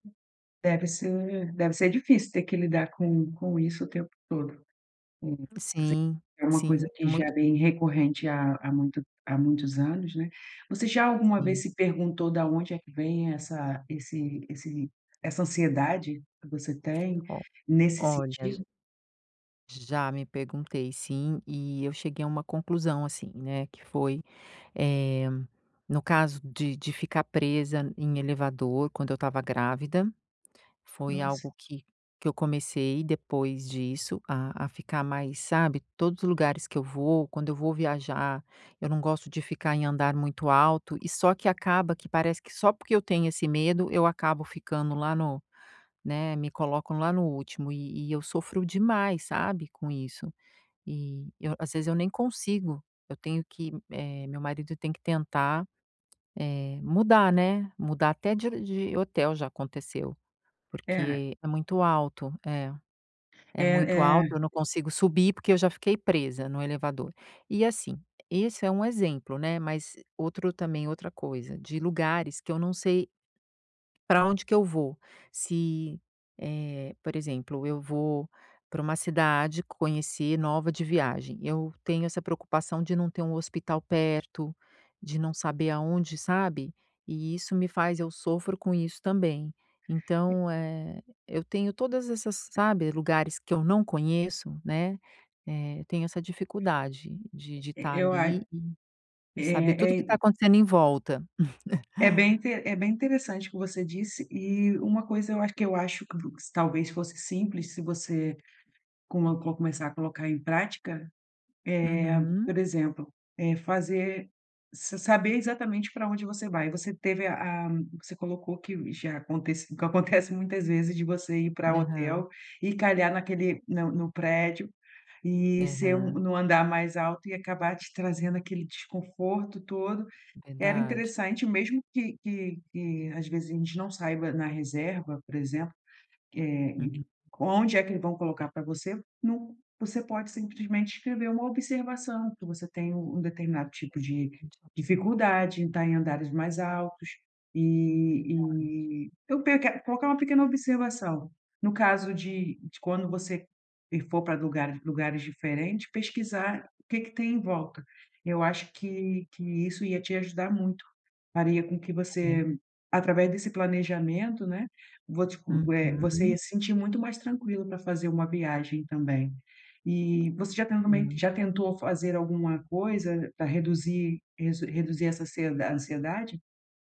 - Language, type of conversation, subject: Portuguese, advice, Como posso ficar mais tranquilo ao explorar novos lugares quando sinto ansiedade?
- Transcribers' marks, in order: other noise; tapping; other background noise; chuckle; unintelligible speech